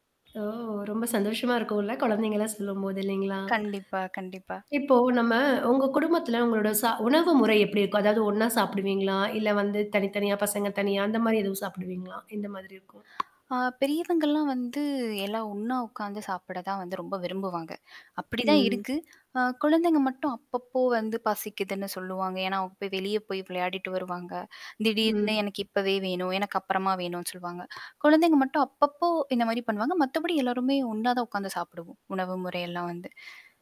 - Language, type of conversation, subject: Tamil, podcast, உணவு உங்கள் குடும்ப உறவுகளை எப்படிப் பலப்படுத்துகிறது?
- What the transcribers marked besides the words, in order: static; horn; other noise